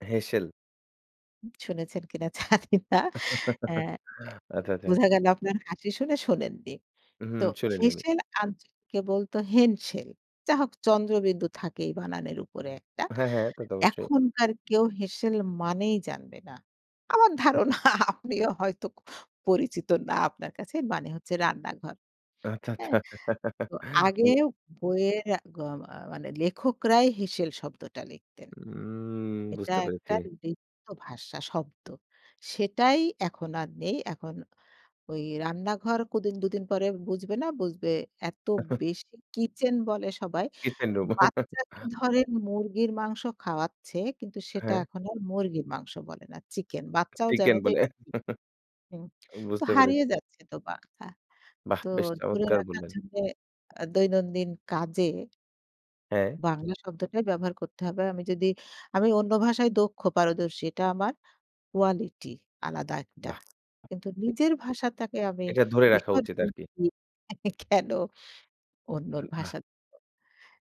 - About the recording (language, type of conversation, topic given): Bengali, podcast, ভাষা রক্ষার সবচেয়ে সহজ উপায় কী বলে আপনি মনে করেন?
- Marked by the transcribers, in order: laughing while speaking: "জানি না"; chuckle; other noise; unintelligible speech; laughing while speaking: "আপনিও হয়তো"; other background noise; laugh; drawn out: "উম"; chuckle; chuckle; tapping; chuckle; unintelligible speech; lip smack; blowing; unintelligible speech; "ভাষাটাকে" said as "ভাষাতাকে"; unintelligible speech; chuckle; unintelligible speech